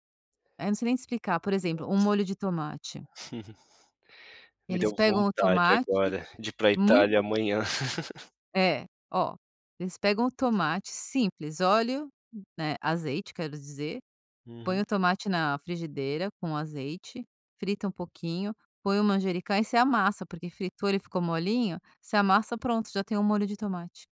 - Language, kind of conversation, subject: Portuguese, podcast, Você pode me contar sobre uma refeição em família que você nunca esquece?
- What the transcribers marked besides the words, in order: chuckle; laugh